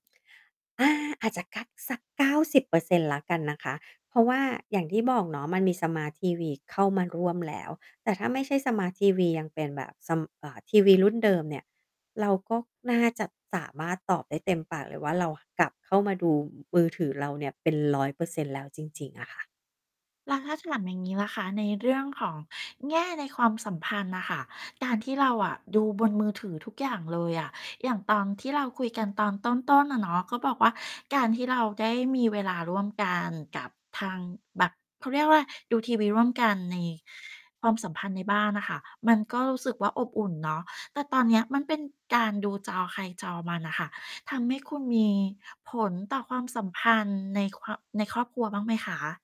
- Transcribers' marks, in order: none
- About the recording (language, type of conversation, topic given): Thai, podcast, การดูบนมือถือเปลี่ยนวิธีดูทีวีของคุณไหม?